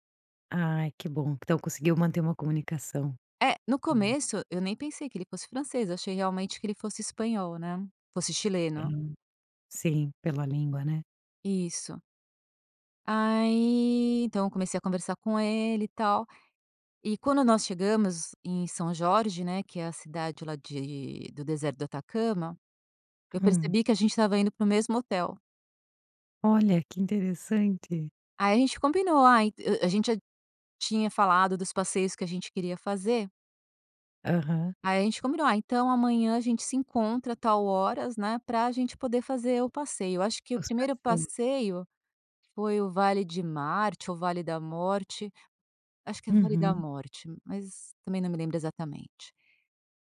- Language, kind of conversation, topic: Portuguese, podcast, Já fez alguma amizade que durou além da viagem?
- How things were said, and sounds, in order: none